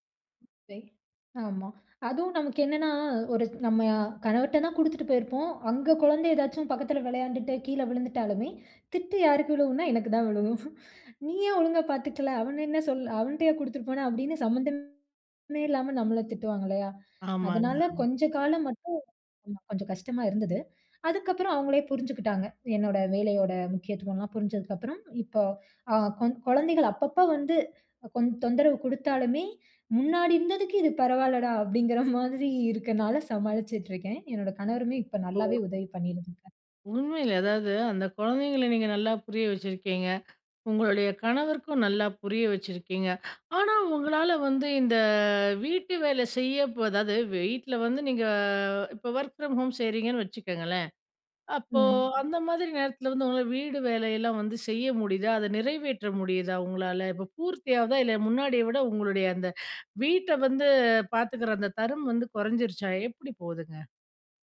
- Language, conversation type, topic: Tamil, podcast, வேலைக்கும் வீட்டுக்கும் இடையிலான எல்லையை நீங்கள் எப்படிப் பராமரிக்கிறீர்கள்?
- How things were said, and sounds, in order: other noise; chuckle; "பண்ணிக்காரு" said as "பண்ணிடுதுங்க"; tapping; other background noise; in English: "ஒர்க் ஃப்ரம் ஹோம்"; "தரம்" said as "தரும்"